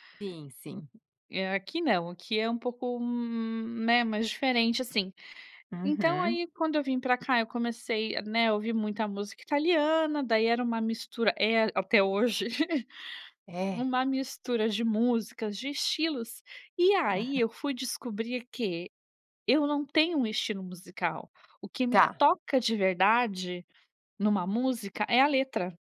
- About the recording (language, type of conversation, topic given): Portuguese, podcast, O que uma música precisa para realmente te tocar?
- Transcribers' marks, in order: other background noise; chuckle